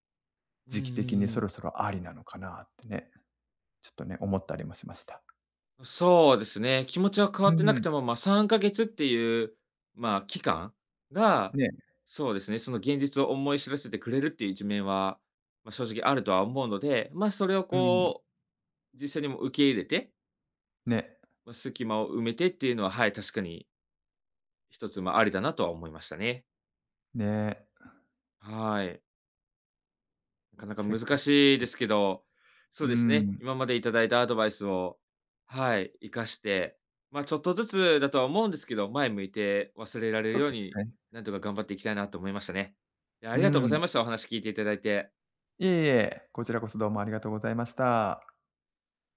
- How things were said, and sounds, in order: tapping; unintelligible speech
- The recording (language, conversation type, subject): Japanese, advice, SNSで元パートナーの投稿を見てしまい、つらさが消えないのはなぜですか？